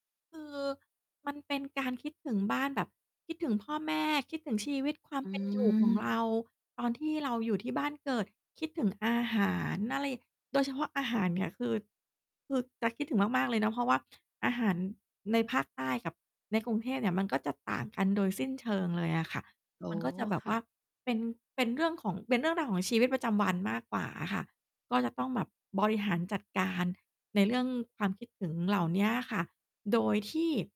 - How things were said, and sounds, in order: static; mechanical hum
- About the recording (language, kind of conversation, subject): Thai, podcast, คุณรับมือกับความคิดถึงบ้านอย่างไรบ้าง?